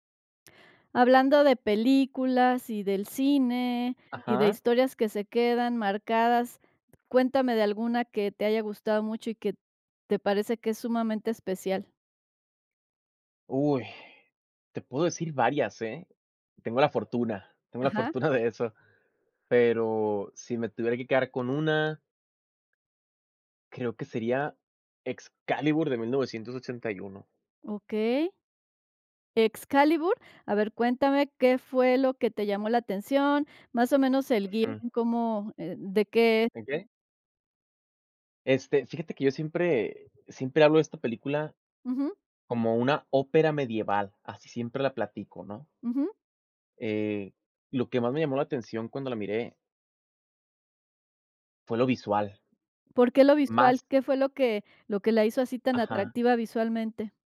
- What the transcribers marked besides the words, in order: other background noise; laughing while speaking: "eso"
- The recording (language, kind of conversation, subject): Spanish, podcast, ¿Cuál es una película que te marcó y qué la hace especial?